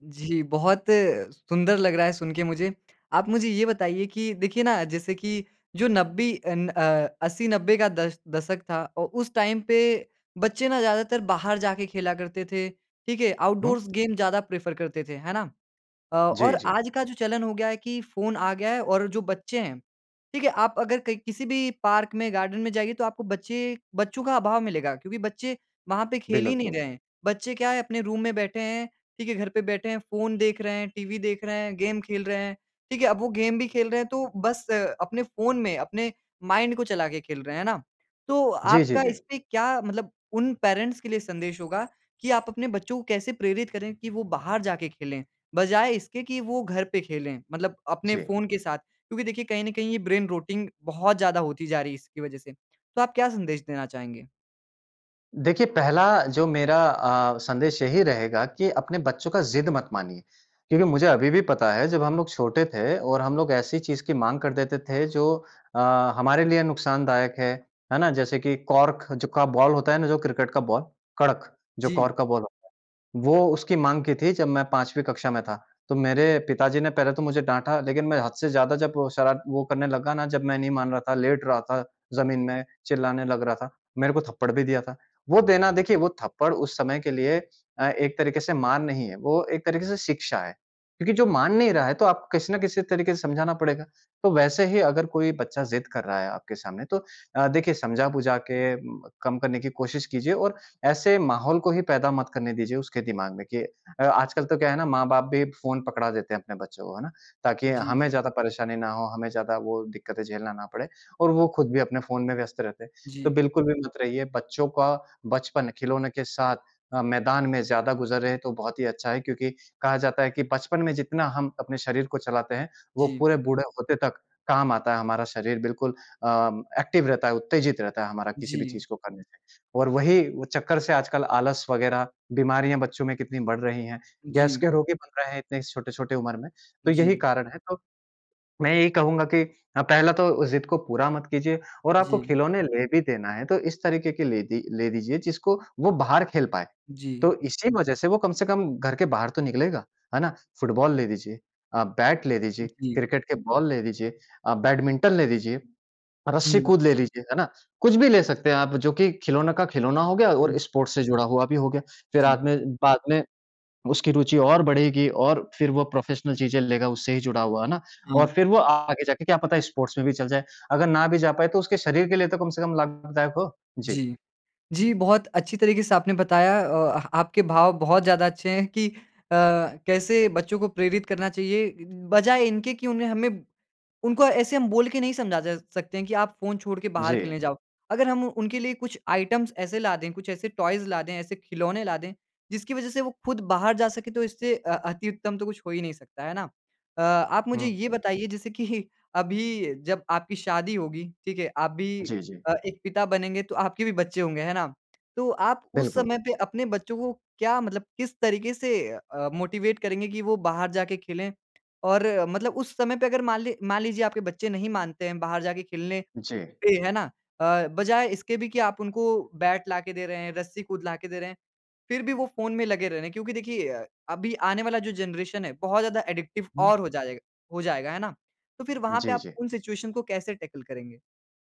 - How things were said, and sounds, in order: "नब्बे" said as "नब्बी"; in English: "टाइम"; in English: "आउटडोर्स गेम"; in English: "प्रेफ़र"; in English: "पार्क"; in English: "गार्डन"; "बिल्कुल" said as "बिलोतुम"; in English: "रूम"; horn; in English: "पेरेंट्स"; other background noise; in English: "ब्रेन रोटिंग"; in English: "एक्टिव"; in English: "स्पोर्ट्स"; in English: "प्रोफ़ेशनल"; in English: "स्पोर्ट्स"; in English: "आइटम्स"; in English: "टॉयज़"; laughing while speaking: "कि"; tapping; in English: "मोटिवेट"; in English: "जेनरेशन"; in English: "एडिक्टिव"; in English: "सिचुएशन"; in English: "टैकल"
- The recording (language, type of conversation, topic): Hindi, podcast, कौन सा खिलौना तुम्हें आज भी याद आता है?